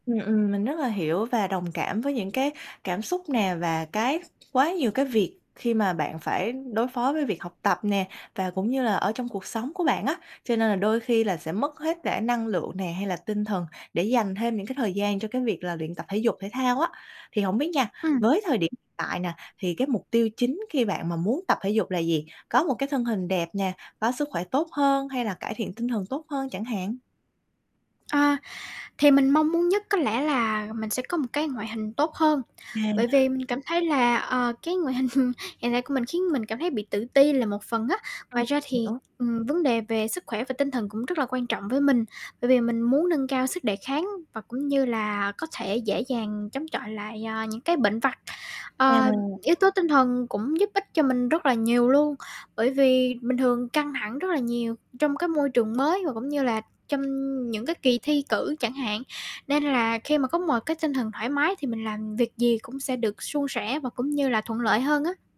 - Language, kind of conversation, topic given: Vietnamese, advice, Làm thế nào để bạn có thêm động lực tập thể dục đều đặn?
- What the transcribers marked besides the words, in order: static; distorted speech; other background noise; laughing while speaking: "hình"